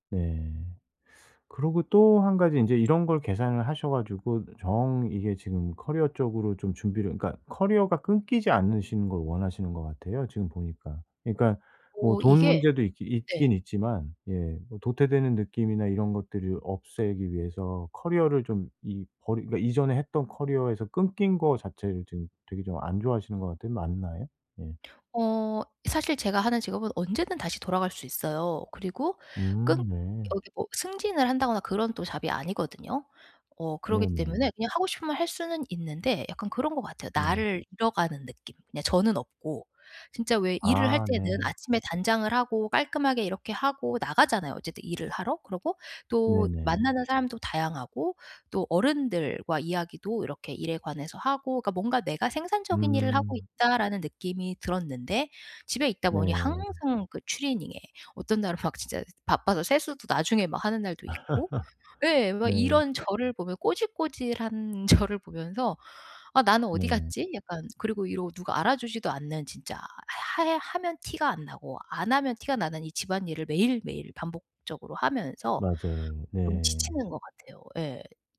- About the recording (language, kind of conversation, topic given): Korean, advice, 생활방식을 어떻게 바꾸면 미래에 후회하지 않을까요?
- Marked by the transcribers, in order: other background noise; in English: "잡이"; laugh